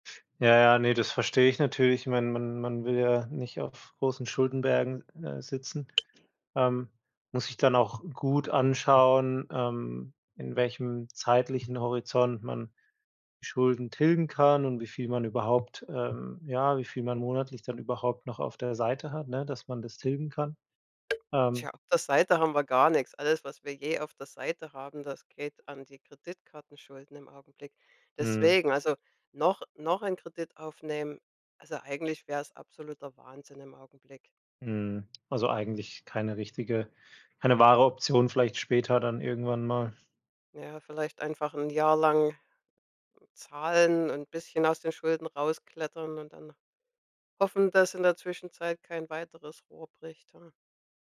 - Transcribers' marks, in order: other background noise
- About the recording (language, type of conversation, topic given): German, advice, Soll ich meine Schulden zuerst abbauen oder mir eine größere Anschaffung leisten?